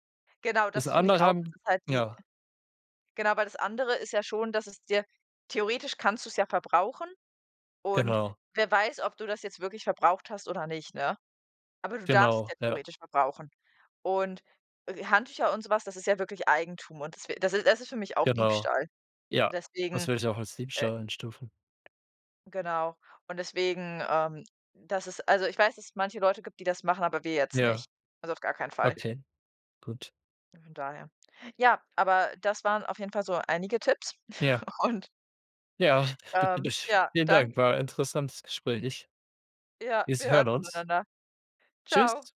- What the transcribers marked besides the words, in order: stressed: "darfst"; laughing while speaking: "und"; unintelligible speech
- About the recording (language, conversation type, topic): German, unstructured, Wie gehst du im Alltag mit Geldsorgen um?